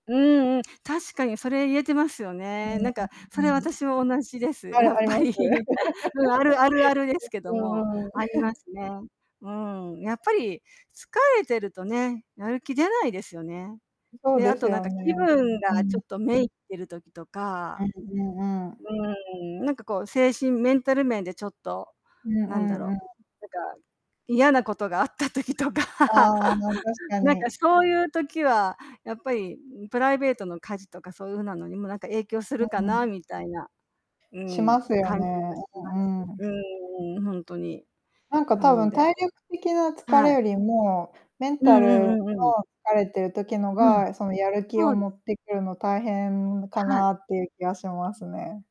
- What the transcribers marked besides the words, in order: distorted speech; laughing while speaking: "やっぱり"; laugh; chuckle; other background noise; static; laughing while speaking: "あった時とか"; laugh
- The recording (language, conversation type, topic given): Japanese, unstructured, 家事をするのが面倒だと感じるのは、どんなときですか？